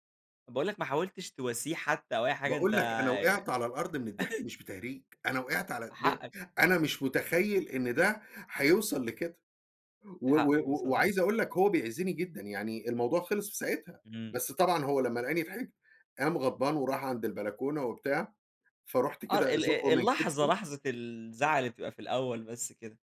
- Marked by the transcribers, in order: chuckle
- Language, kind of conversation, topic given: Arabic, podcast, إيه أكتر ذكرى مضحكة حصلتلك في رحلتك؟